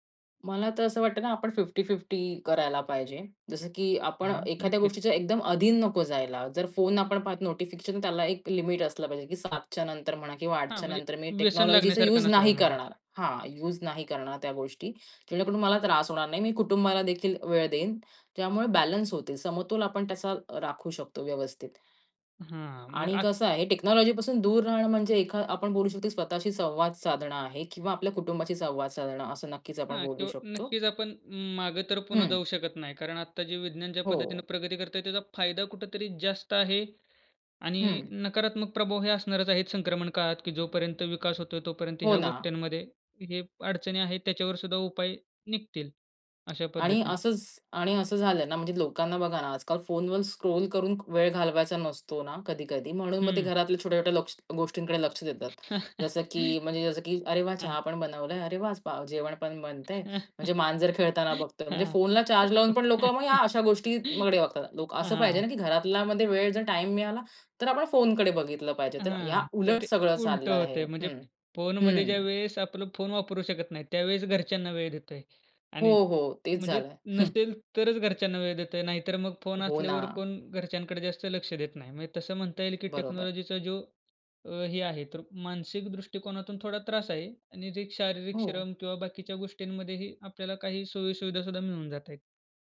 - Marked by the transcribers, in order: in English: "फिफ्टी फिफ्टी"; in English: "टेक्नॉलॉजीचा"; other background noise; in English: "बॅलन्स"; in English: "टेक्नॉलॉजीपासून"; tapping; in English: "स्क्रोल"; chuckle; chuckle; laughing while speaking: "हां"; chuckle; chuckle; in English: "टेक्नॉलॉजीचा"
- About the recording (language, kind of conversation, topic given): Marathi, podcast, तंत्रज्ञानाशिवाय तुम्ही एक दिवस कसा घालवाल?